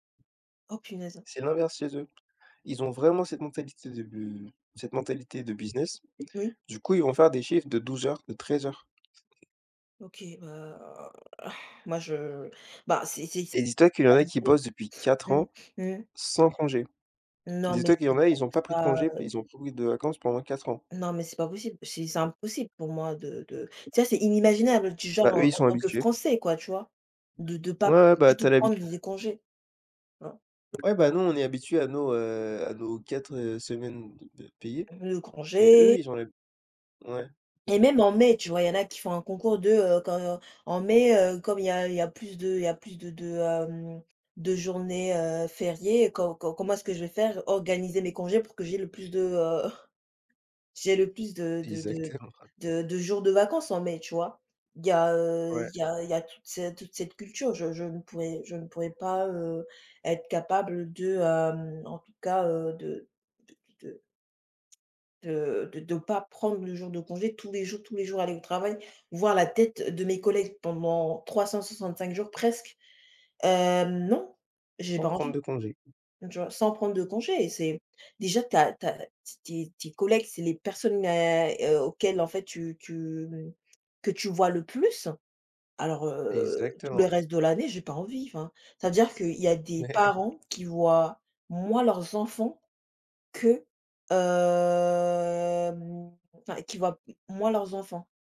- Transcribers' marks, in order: other background noise; tapping; in English: "shifts"; sigh; stressed: "Français"; chuckle; stressed: "presque"; laughing while speaking: "Ouais"; drawn out: "hem"
- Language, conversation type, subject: French, unstructured, Comment décrirais-tu le plaisir de créer quelque chose de tes mains ?